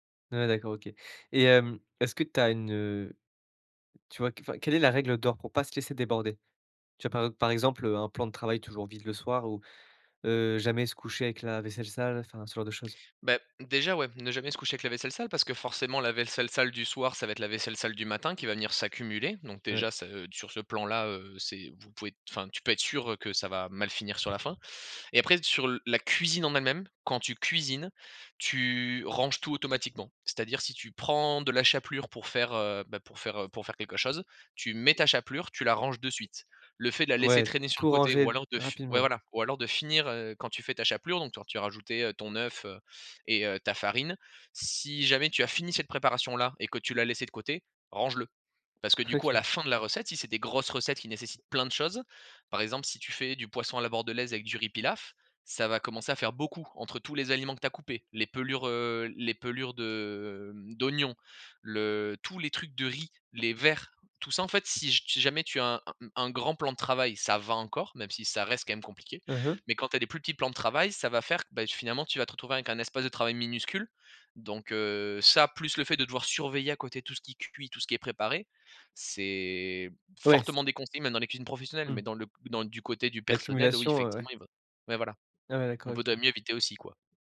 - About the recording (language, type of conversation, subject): French, podcast, Comment organises-tu ta cuisine au quotidien ?
- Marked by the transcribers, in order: tapping; other background noise; "vaisselle" said as "vailsselle"; stressed: "cuisine"; stressed: "cuisines"; laughing while speaking: "OK"; stressed: "fin"; stressed: "grosses"; stressed: "plein"; drawn out: "de"; stressed: "va"; stressed: "fortement"